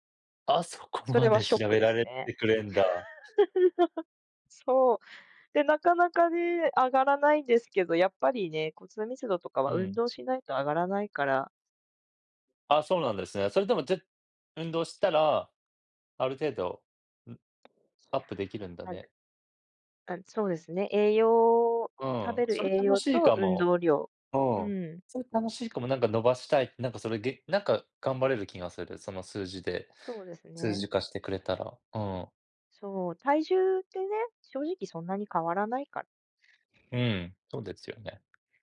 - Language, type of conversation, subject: Japanese, unstructured, 最近使い始めて便利だと感じたアプリはありますか？
- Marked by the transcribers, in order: laugh; other background noise; tapping